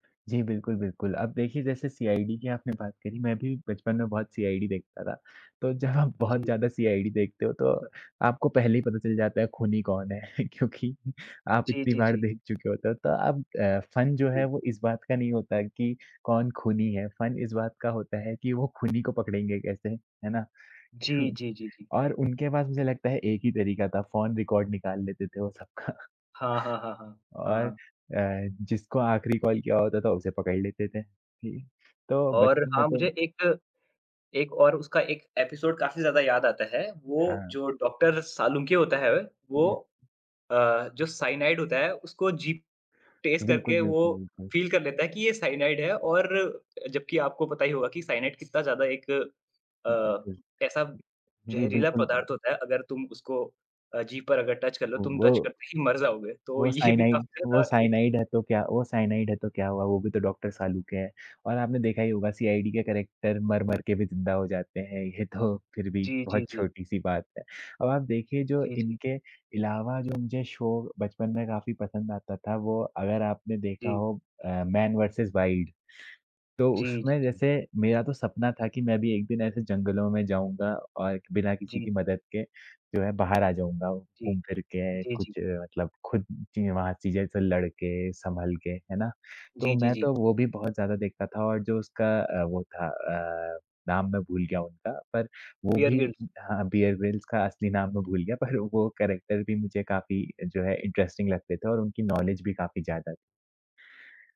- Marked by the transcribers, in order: laughing while speaking: "जब"; chuckle; laughing while speaking: "क्योंकि"; in English: "फन"; in English: "फन"; in English: "फ़ोन रिकॉर्ड"; laughing while speaking: "सबका"; in English: "एपिसोड"; in English: "टेस्ट"; in English: "फ़ील"; tapping; in English: "टच"; in English: "टच"; in English: "करैक्टर"; laughing while speaking: "ये तो"; in English: "शो"; laughing while speaking: "पर"; in English: "करैक्टर"; in English: "इंटरेस्टिंग"; in English: "नॉलेज"
- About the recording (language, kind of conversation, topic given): Hindi, unstructured, आपका पसंदीदा दूरदर्शन कार्यक्रम कौन-सा है और क्यों?